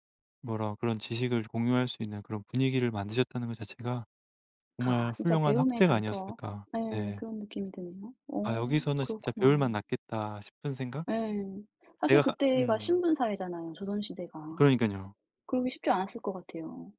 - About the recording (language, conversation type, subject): Korean, unstructured, 역사적인 장소를 방문해 본 적이 있나요? 그중에서 무엇이 가장 기억에 남았나요?
- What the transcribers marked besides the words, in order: tapping